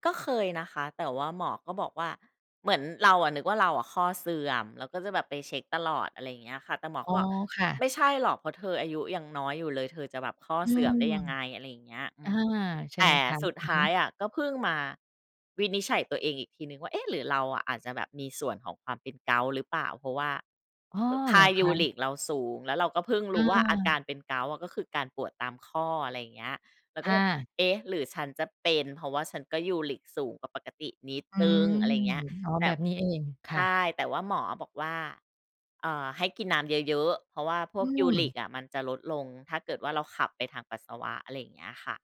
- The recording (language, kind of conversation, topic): Thai, podcast, งานที่ทำแล้วไม่เครียดแต่ได้เงินน้อยนับเป็นความสำเร็จไหม?
- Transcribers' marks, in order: none